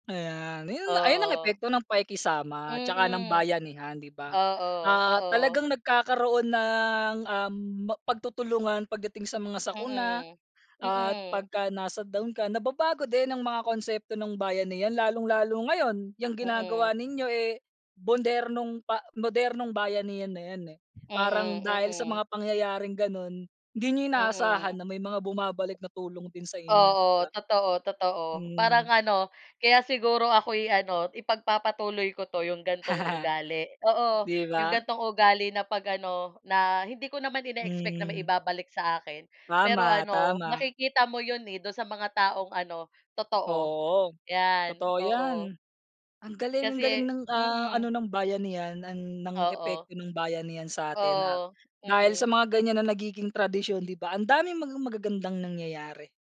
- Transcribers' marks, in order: chuckle
- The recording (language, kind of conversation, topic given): Filipino, unstructured, Ano ang kahalagahan ng bayanihan sa kulturang Pilipino para sa iyo?